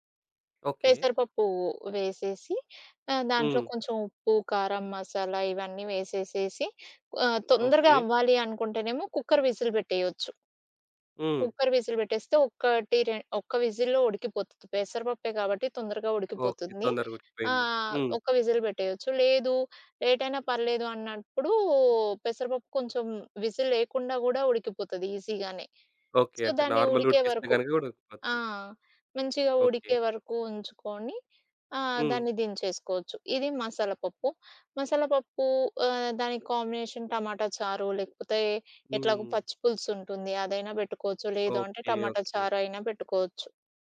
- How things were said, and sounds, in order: in English: "కుక్కర్ విజిల్"; in English: "కుక్కర్ విజిల్"; in English: "విజిల్‌లో"; other background noise; in English: "విజిల్"; in English: "విజిల్"; in English: "నార్మల్"; in English: "ఈజీగానే. సో"; in English: "కాంబినేషన్"
- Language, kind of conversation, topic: Telugu, podcast, ఒక చిన్న బడ్జెట్‌లో పెద్ద విందు వంటకాలను ఎలా ప్రణాళిక చేస్తారు?